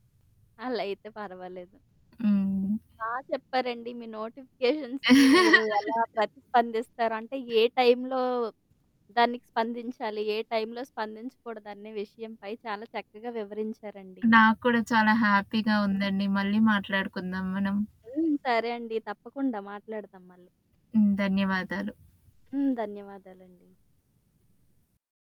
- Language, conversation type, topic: Telugu, podcast, నోటిఫికేషన్లు వచ్చినప్పుడు మీరు సాధారణంగా ఎలా స్పందిస్తారు?
- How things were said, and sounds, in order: static; in English: "నోటిఫికేషన్స్‌కి"; laugh; other background noise; in English: "హ్యాపీగా"